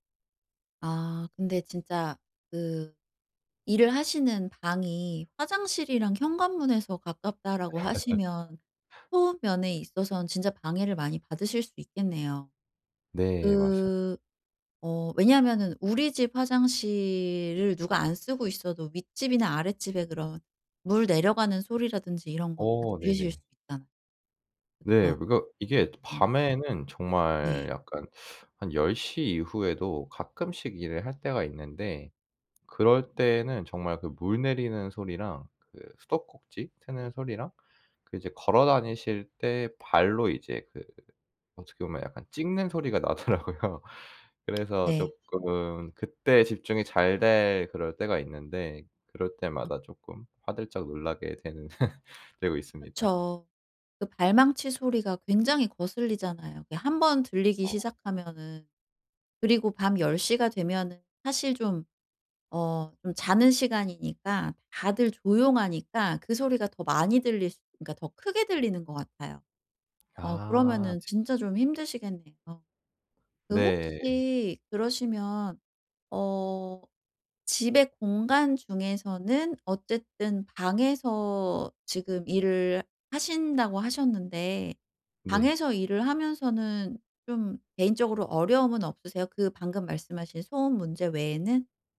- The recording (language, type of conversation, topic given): Korean, advice, 주의 산만함을 어떻게 관리하면 집중을 더 잘할 수 있을까요?
- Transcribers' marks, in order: other background noise; laugh; teeth sucking; laughing while speaking: "나더라고요"; tapping; laugh